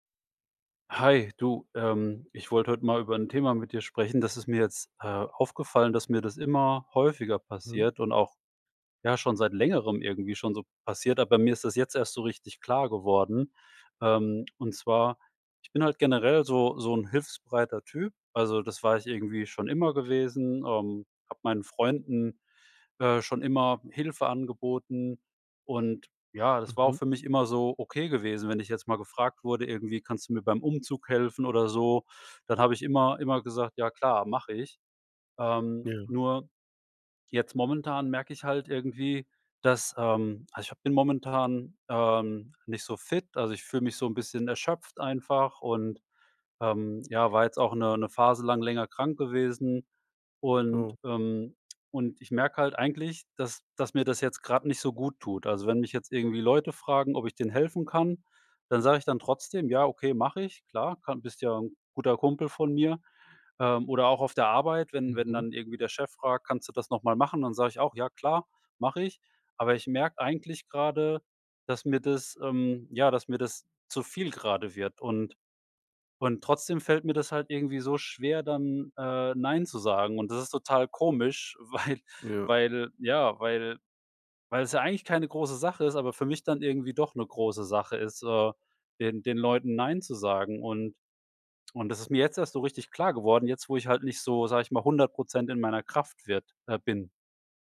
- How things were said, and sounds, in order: laughing while speaking: "weil"; stressed: "klar"
- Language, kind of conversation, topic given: German, advice, Wie kann ich lernen, bei der Arbeit und bei Freunden Nein zu sagen?
- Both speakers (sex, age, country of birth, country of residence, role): male, 25-29, Germany, Germany, advisor; male, 45-49, Germany, Germany, user